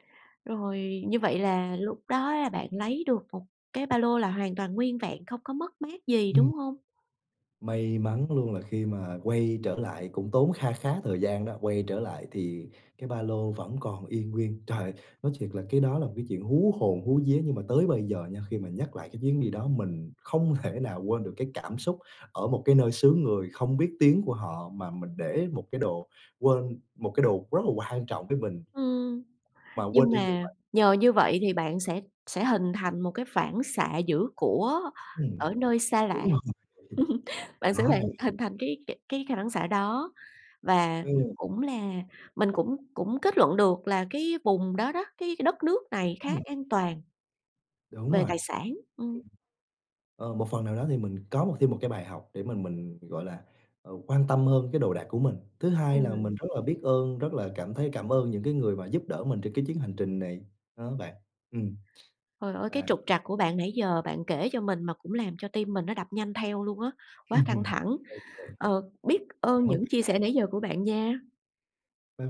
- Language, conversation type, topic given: Vietnamese, podcast, Bạn có thể kể về một chuyến đi gặp trục trặc nhưng vẫn rất đáng nhớ không?
- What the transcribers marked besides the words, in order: tapping; laugh; chuckle